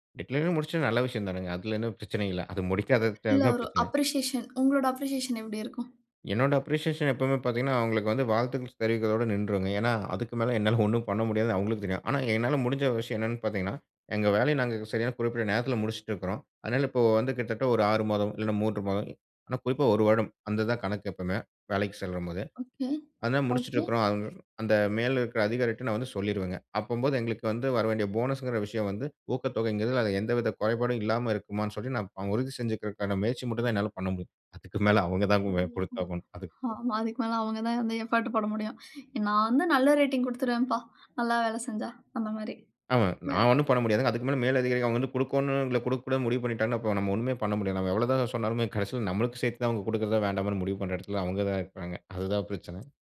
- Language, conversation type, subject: Tamil, podcast, ஒரு தலைவராக மக்கள் நம்பிக்கையைப் பெற நீங்கள் என்ன செய்கிறீர்கள்?
- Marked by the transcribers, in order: in English: "டெட்லைன்ல"; other noise; in English: "அப்ரிசியேஷன்"; in English: "அப்ரிசியேஷன்"; in English: "அப்ரிசியேஷன்"; laughing while speaking: "என்னால ஒன்னும் பண்ண முடியாது"; in English: "போனஸ்"; laughing while speaking: "அதுக்கு மேல அவங்க தான் பொறுப்பாகணும் அதுக்கு"; drawn out: "ஒஹோ!"; in English: "எஃபர்ட்"; in English: "ரேட்டிங்"; tapping